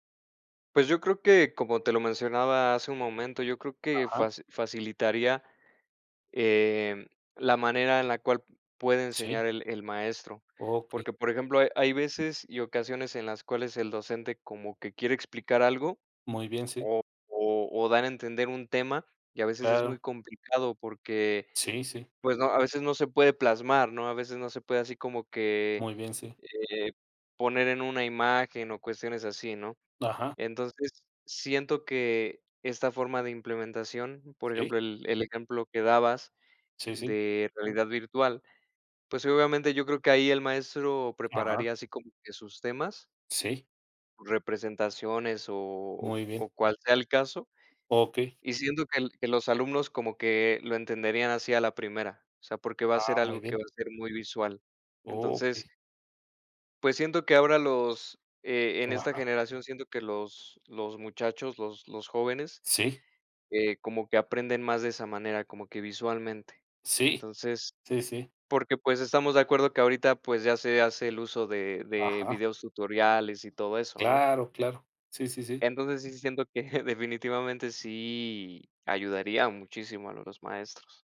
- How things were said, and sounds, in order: other background noise; laughing while speaking: "que"
- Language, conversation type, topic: Spanish, unstructured, ¿Crees que las escuelas deberían usar más tecnología en clase?